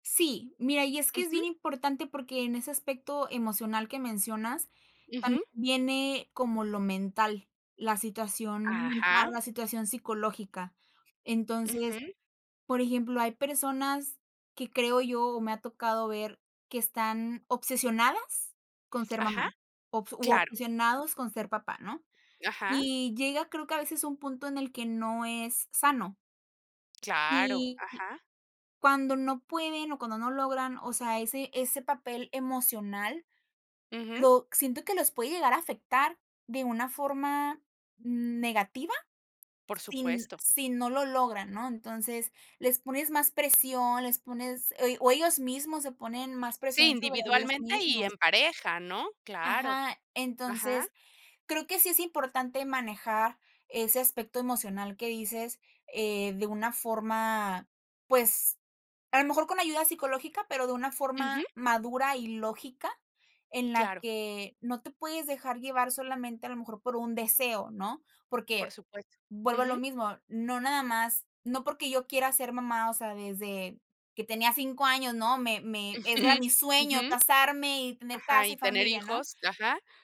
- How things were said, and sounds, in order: tapping; laughing while speaking: "Ujú"
- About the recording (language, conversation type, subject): Spanish, podcast, ¿Cómo decides si quieres tener hijos?